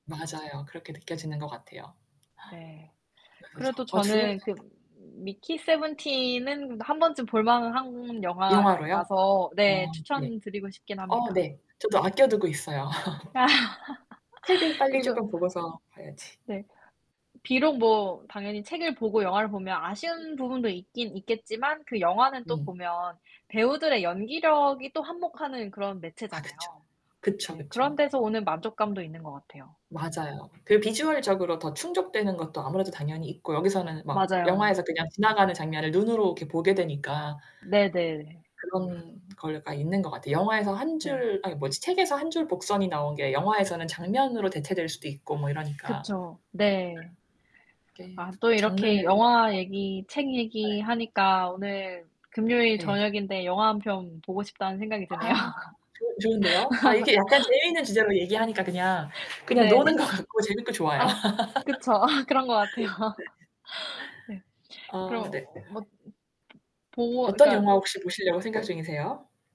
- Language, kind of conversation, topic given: Korean, unstructured, 책과 영화 중 어떤 매체로 이야기를 즐기시나요?
- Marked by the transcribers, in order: distorted speech; tapping; laugh; laughing while speaking: "아"; laugh; other background noise; laugh; laughing while speaking: "그쵸. 그런 것 같아요"; laugh; unintelligible speech